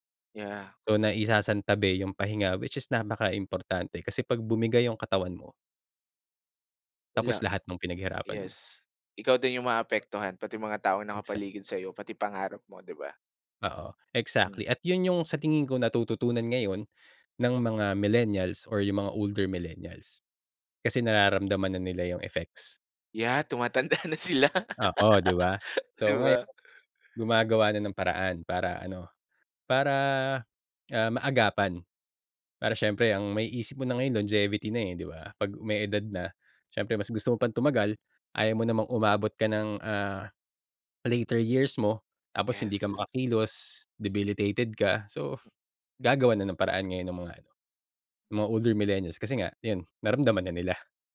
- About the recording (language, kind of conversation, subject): Filipino, podcast, Ano ang papel ng pagtulog sa pamamahala ng stress mo?
- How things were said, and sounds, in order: other noise; laugh; in English: "longevity"; in English: "debilitated"